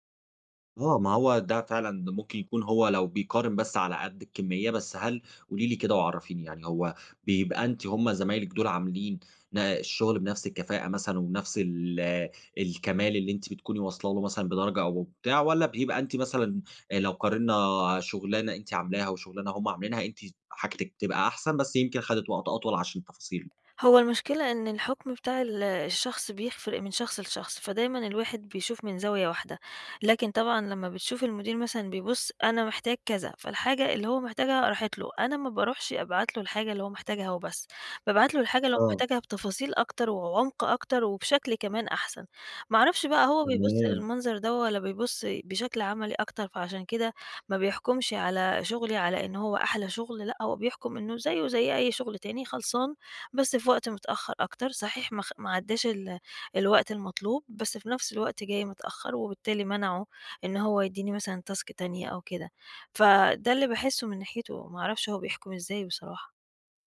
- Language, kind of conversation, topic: Arabic, advice, إزاي الكمالية بتخليك تِسوّف وتِنجز شوية مهام بس؟
- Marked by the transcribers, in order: in English: "task"